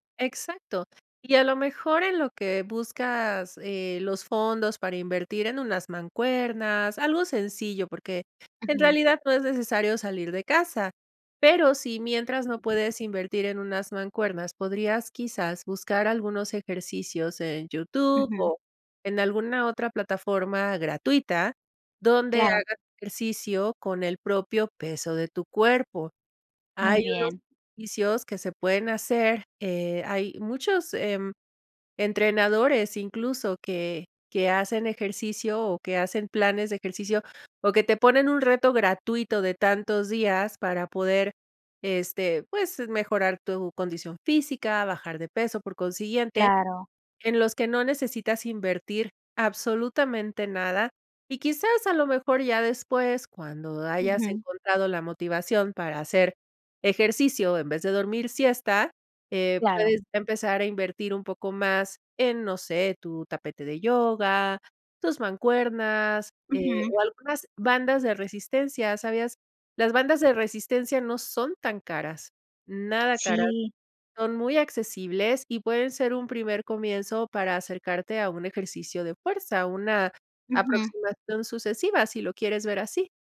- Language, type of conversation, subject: Spanish, advice, ¿Qué cambio importante en tu salud personal está limitando tus actividades?
- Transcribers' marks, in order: other background noise